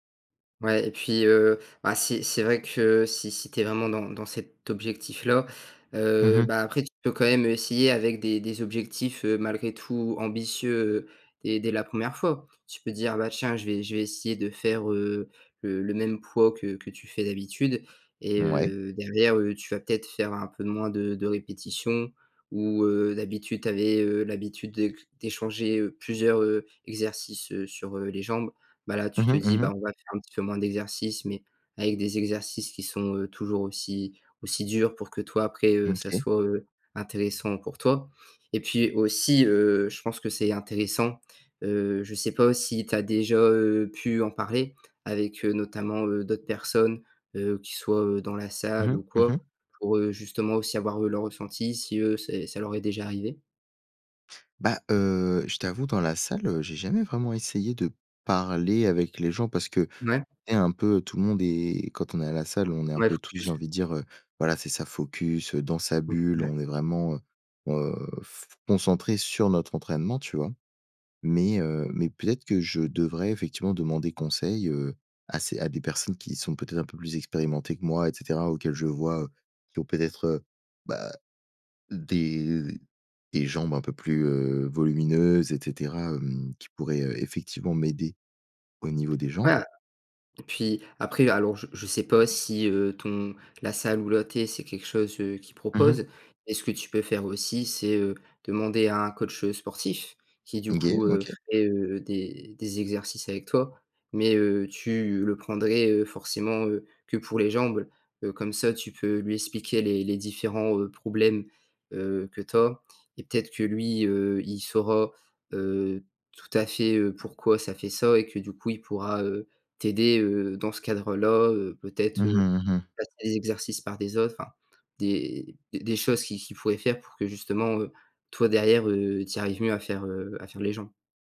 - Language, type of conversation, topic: French, advice, Comment reprendre le sport après une longue pause sans risquer de se blesser ?
- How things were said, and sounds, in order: stressed: "aussi"; other background noise; unintelligible speech